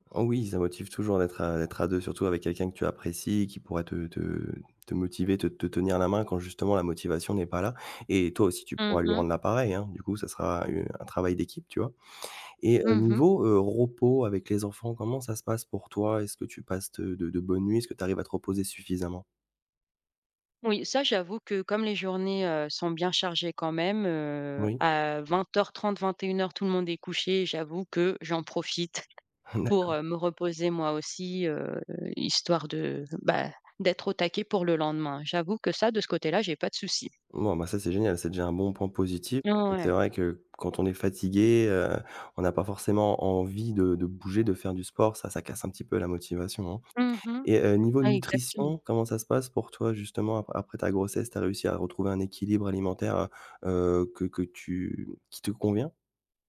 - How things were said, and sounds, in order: chuckle; tapping
- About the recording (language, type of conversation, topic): French, advice, Comment puis-je trouver un équilibre entre le sport et la vie de famille ?